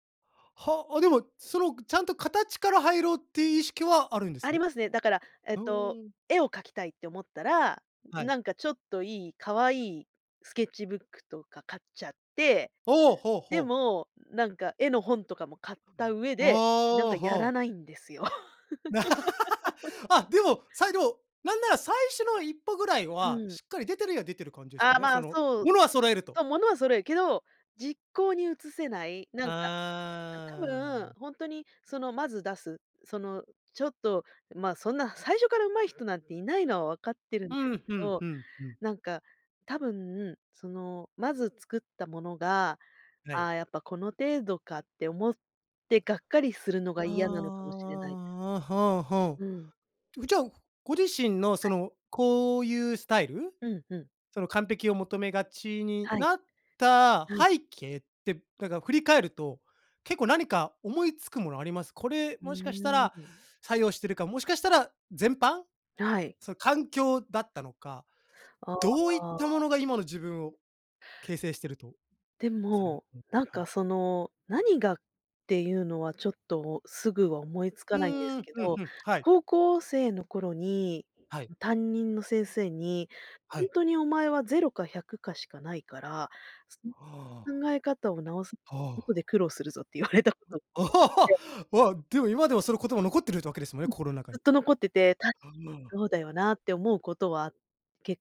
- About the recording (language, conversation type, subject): Japanese, podcast, 完璧を目指すべきか、まずは出してみるべきか、どちらを選びますか？
- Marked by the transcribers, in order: laugh; other background noise; laugh